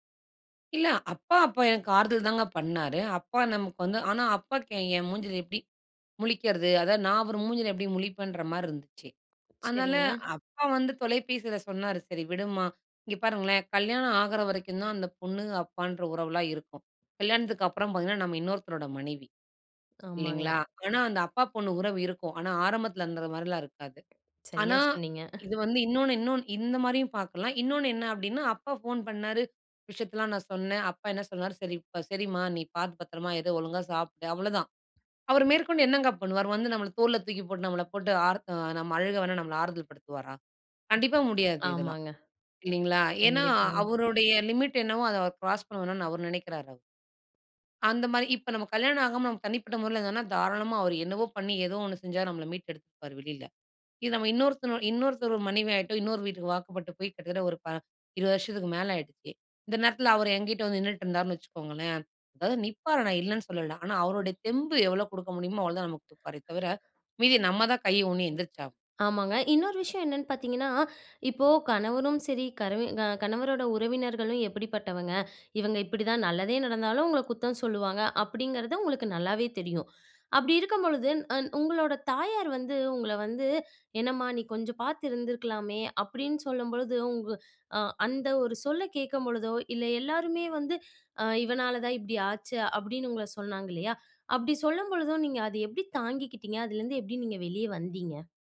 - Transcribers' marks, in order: other noise; chuckle
- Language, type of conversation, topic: Tamil, podcast, நீங்கள் உங்களுக்கே ஒரு நல்ல நண்பராக எப்படி இருப்பீர்கள்?